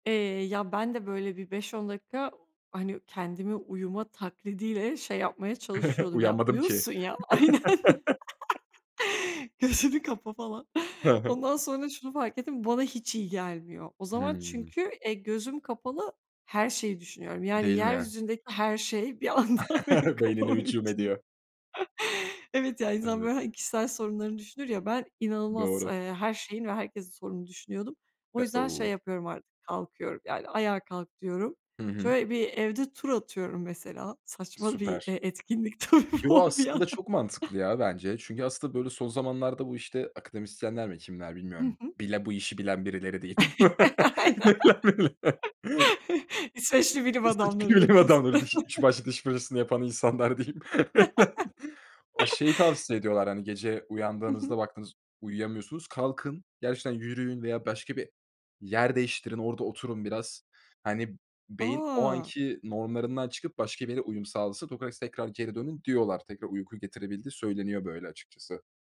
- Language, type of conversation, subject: Turkish, podcast, Gece uyanıp tekrar uyuyamadığında bununla nasıl başa çıkıyorsun?
- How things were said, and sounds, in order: chuckle; laughing while speaking: "aynen. Gözünü"; chuckle; laughing while speaking: "bir anda benim kafamın içinde"; chuckle; laughing while speaking: "tabii bu bir yandan"; laughing while speaking: "Aynen"; chuckle; unintelligible speech; chuckle; chuckle; chuckle; unintelligible speech